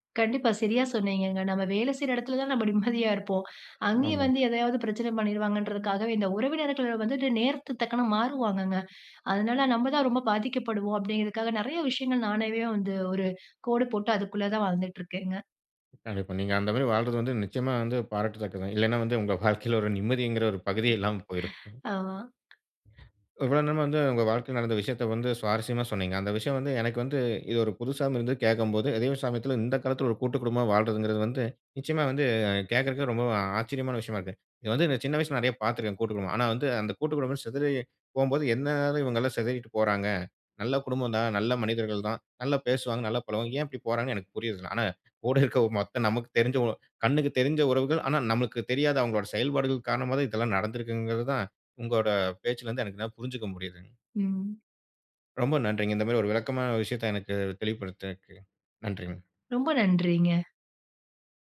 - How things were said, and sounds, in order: other noise
- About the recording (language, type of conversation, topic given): Tamil, podcast, மாறுதல் ஏற்பட்டபோது உங்கள் உறவுகள் எவ்வாறு பாதிக்கப்பட்டன?